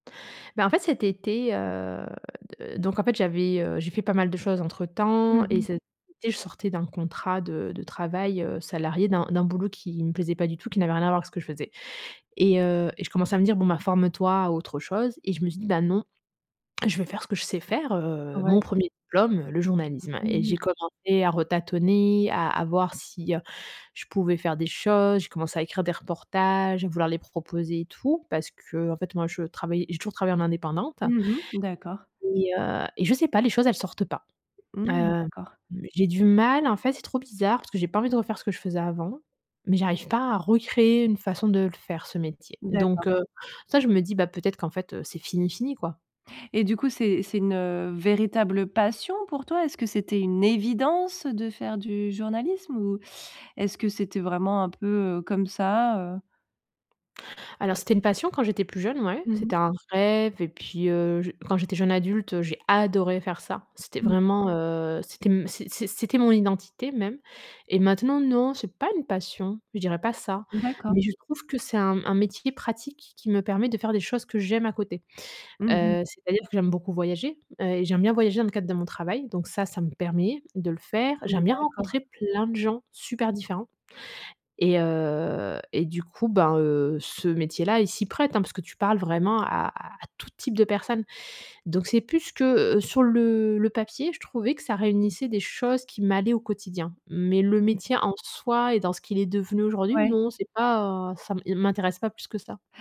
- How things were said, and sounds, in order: drawn out: "heu"; other background noise; stressed: "passion"; stressed: "évidence"; stressed: "adoré"; stressed: "plein"; drawn out: "heu"
- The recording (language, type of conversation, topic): French, advice, Pourquoi est-ce que je doute de ma capacité à poursuivre ma carrière ?